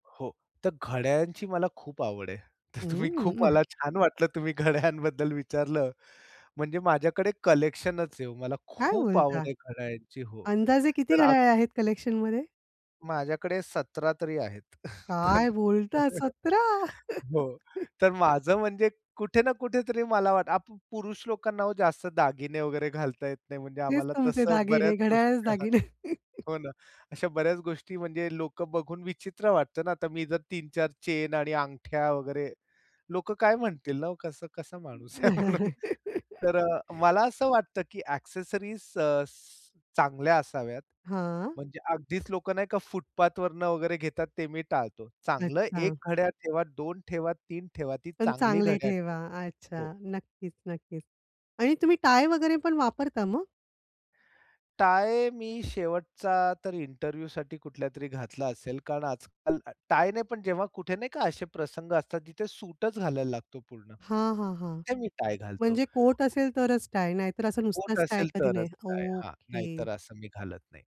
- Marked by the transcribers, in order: other background noise; laughing while speaking: "तर तुम्ही खूप मला छान वाटलं तुम्ही घड्याळयांबद्दल विचारलं"; other noise; tapping; chuckle; laughing while speaking: "सतरा!"; chuckle; chuckle; laugh; chuckle; in English: "एक्सेसरीज"
- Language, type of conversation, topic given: Marathi, podcast, वाईट दिवशी कपड्यांनी कशी मदत केली?